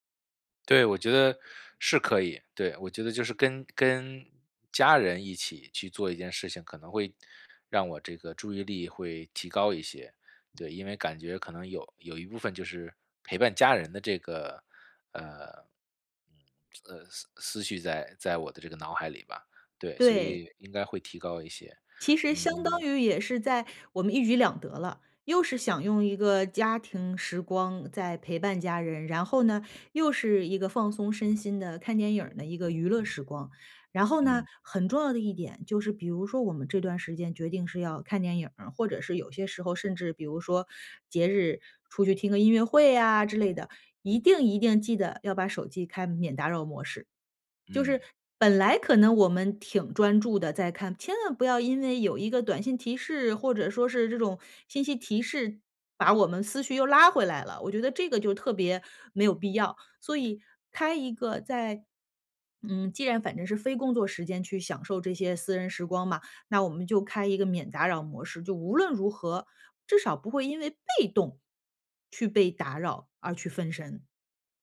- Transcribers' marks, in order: other background noise; tsk
- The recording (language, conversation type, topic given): Chinese, advice, 看电影或听音乐时总是走神怎么办？
- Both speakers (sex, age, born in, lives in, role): female, 40-44, China, United States, advisor; male, 35-39, China, United States, user